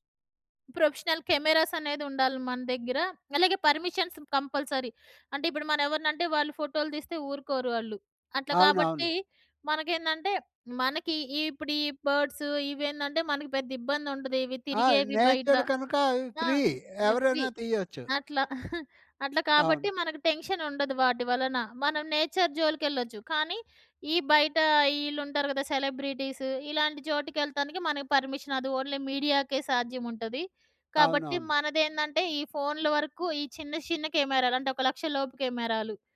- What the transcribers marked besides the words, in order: in English: "ప్రొఫెషనల్ కెమెరాస్"; other background noise; in English: "పర్మిషన్స్ కంపల్సరీ"; tapping; in English: "బర్డ్స్"; in English: "నేచర్"; in English: "ఫ్రీ"; in English: "ఎఫ్‌బి"; chuckle; in English: "టెన్షన్"; in English: "నేచర్"; in English: "సెలబ్రిటీస్"; in English: "పర్మిషన్"; in English: "ఓన్లీ మీడియాకే"
- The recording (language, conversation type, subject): Telugu, podcast, ఫోన్‌తో మంచి వీడియోలు ఎలా తీసుకోవచ్చు?